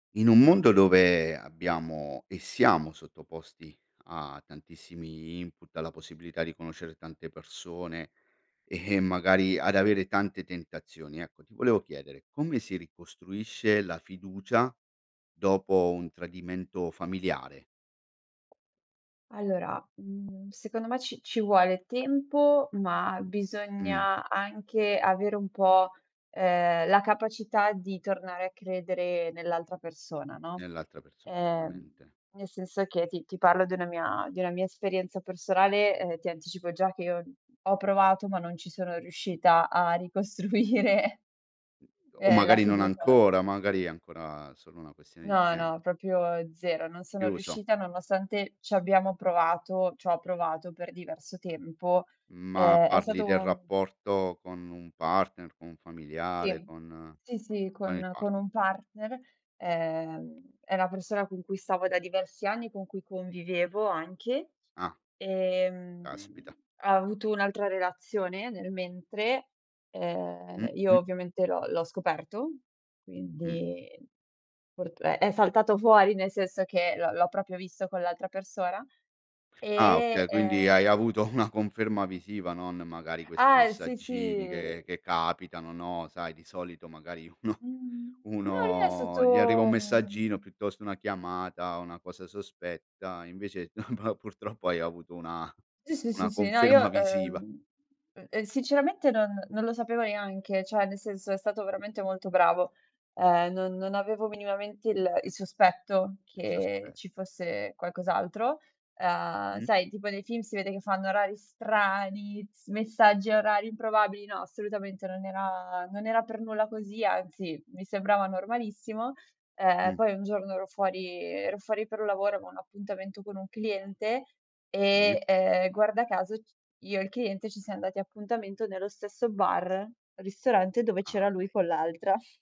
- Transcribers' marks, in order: in English: "input"; laughing while speaking: "e"; tapping; "chiaramente" said as "rumente"; laughing while speaking: "ricostruire"; "proprio" said as "propio"; "proprio" said as "propio"; laughing while speaking: "avuto una"; other background noise; laughing while speaking: "uno"; laughing while speaking: "no ma purtroppo"; "cioè" said as "ceh"
- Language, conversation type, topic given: Italian, podcast, Come si può ricostruire la fiducia dopo un tradimento in famiglia?